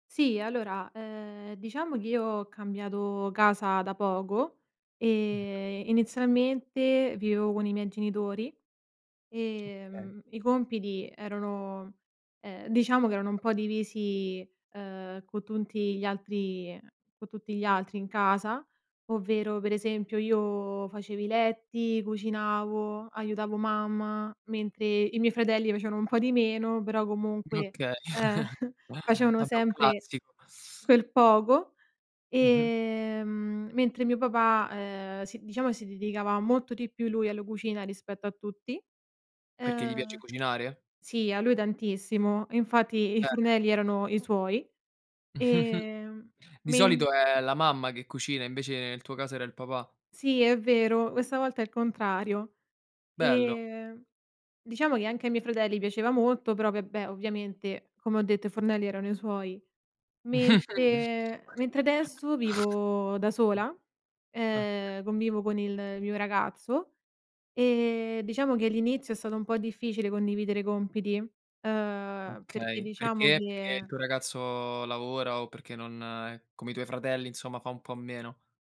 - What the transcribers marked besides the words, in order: drawn out: "e"; other background noise; tapping; "Okay" said as "oka"; chuckle; laughing while speaking: "uhm"; drawn out: "ehm"; snort; chuckle; other noise
- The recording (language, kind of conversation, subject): Italian, podcast, Come dividete i compiti domestici con le persone con cui vivete?